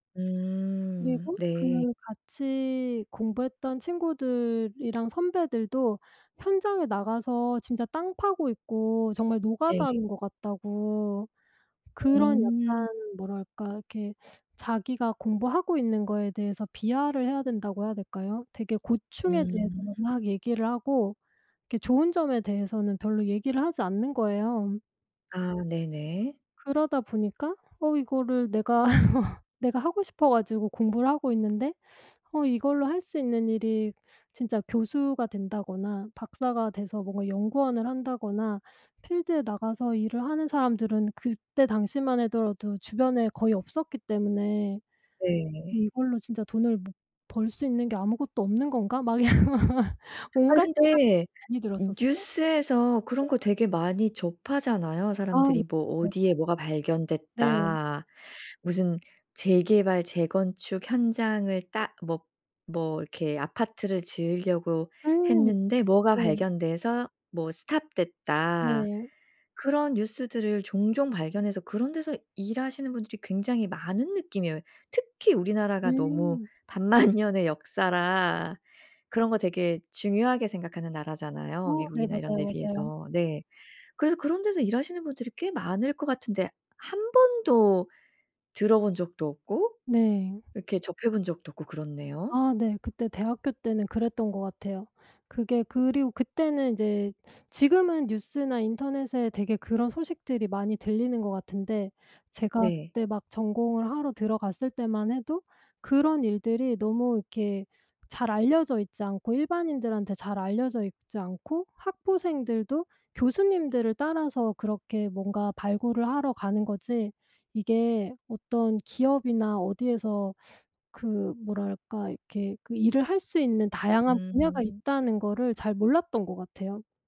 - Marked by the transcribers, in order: tapping; other background noise; laugh; in English: "필드에"; laughing while speaking: "이런 막, 막"; in English: "stop"; laughing while speaking: "반만년의"
- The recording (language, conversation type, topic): Korean, podcast, 가족의 기대와 내 진로 선택이 엇갈렸을 때, 어떻게 대화를 풀고 합의했나요?